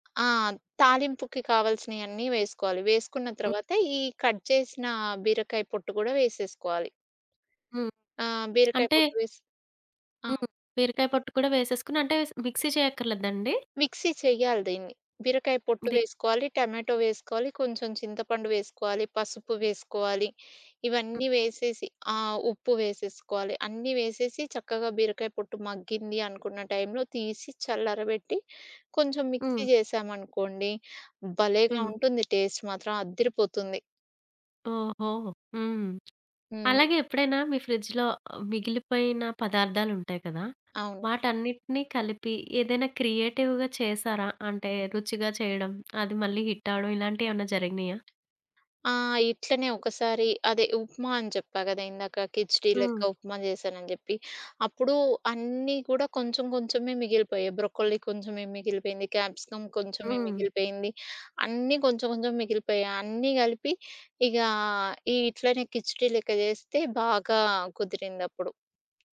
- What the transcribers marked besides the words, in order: other background noise; in English: "కట్"; tapping; in English: "మిక్సీ"; in English: "టేస్ట్"; in English: "క్రియేటివ్‌గా"; in English: "హిట్"; in English: "బ్రొక్కోలీ"
- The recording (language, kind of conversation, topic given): Telugu, podcast, ఫ్రిజ్‌లో ఉండే సాధారణ పదార్థాలతో మీరు ఏ సౌఖ్యాహారం తయారు చేస్తారు?